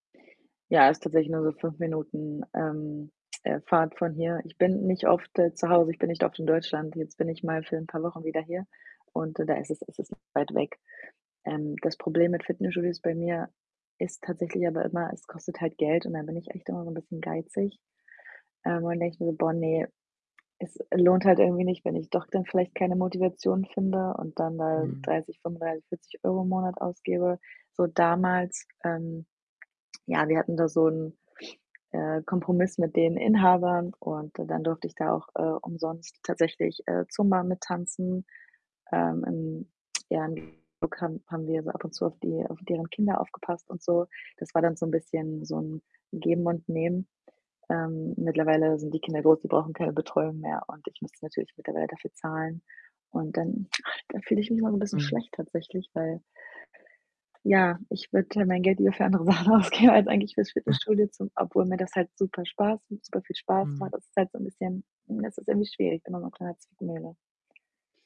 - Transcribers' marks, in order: static; other background noise; unintelligible speech; laughing while speaking: "Sachen ausgeben"; snort
- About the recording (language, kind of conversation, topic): German, advice, Wie kann ich meine Motivation fürs Training wiederfinden und langfristig dranbleiben?